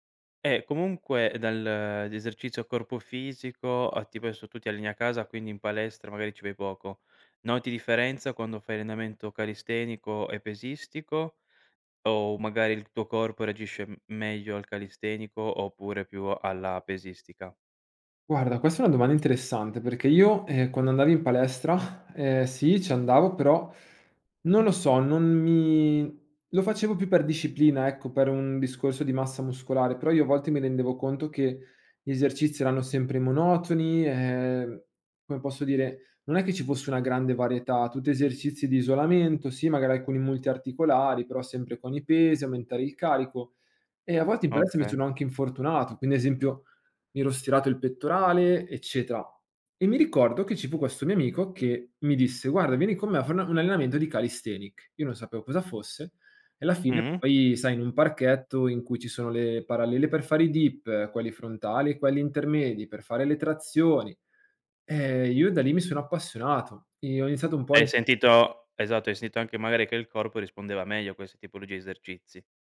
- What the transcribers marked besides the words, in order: tapping; "calisthenics" said as "calisthenic"; in English: "dip"; unintelligible speech
- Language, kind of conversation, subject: Italian, podcast, Come creare una routine di recupero che funzioni davvero?